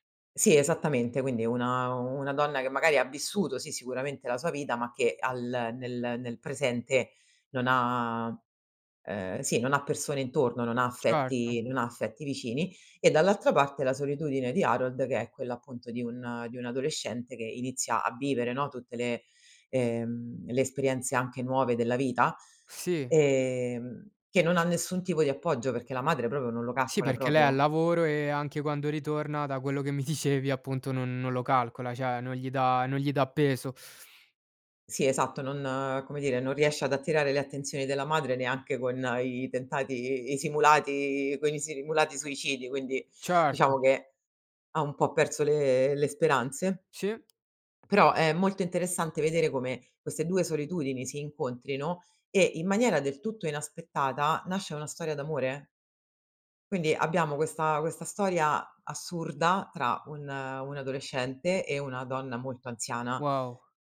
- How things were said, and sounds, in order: "proprio" said as "propo"; "proprio" said as "propio"; "cioè" said as "ceh"; tapping
- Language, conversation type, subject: Italian, podcast, Qual è un film che ti ha cambiato la prospettiva sulla vita?